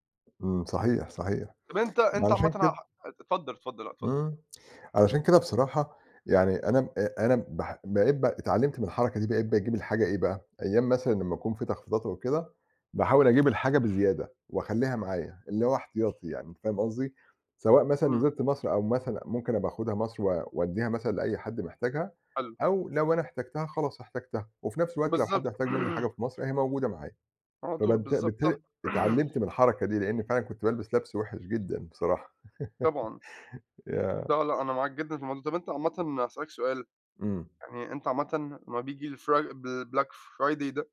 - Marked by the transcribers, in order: throat clearing; throat clearing; other background noise; chuckle; in English: "الFri الBlack Friday"
- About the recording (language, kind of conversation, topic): Arabic, unstructured, إنت بتفضّل تشتري الحاجات بالسعر الكامل ولا تستنى التخفيضات؟